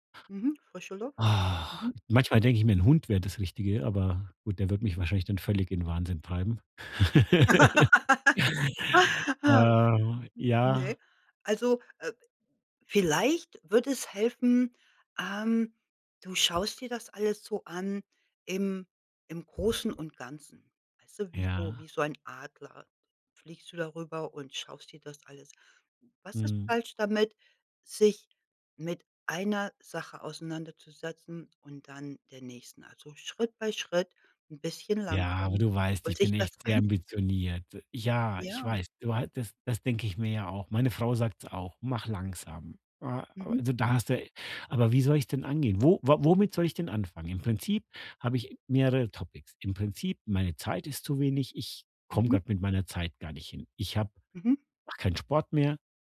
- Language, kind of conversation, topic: German, advice, Warum bekomme ich nach stressiger Arbeit abends Heißhungerattacken?
- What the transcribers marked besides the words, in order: sigh; laugh; chuckle; in English: "Topics"